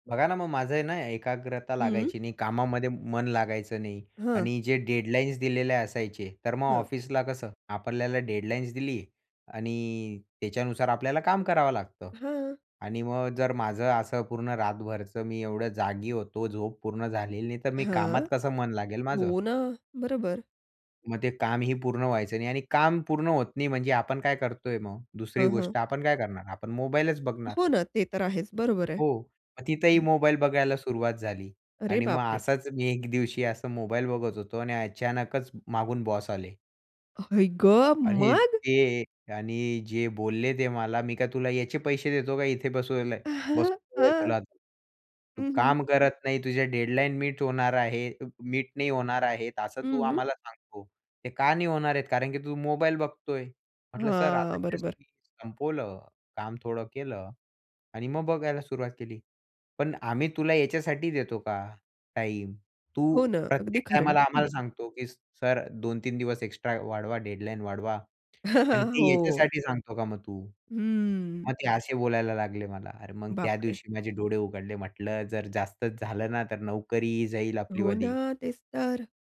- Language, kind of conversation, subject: Marathi, podcast, मोबाईल वापरामुळे तुमच्या झोपेवर काय परिणाम होतो, आणि तुमचा अनुभव काय आहे?
- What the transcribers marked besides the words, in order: tapping; other background noise; surprised: "आई गं! मग?"; chuckle; chuckle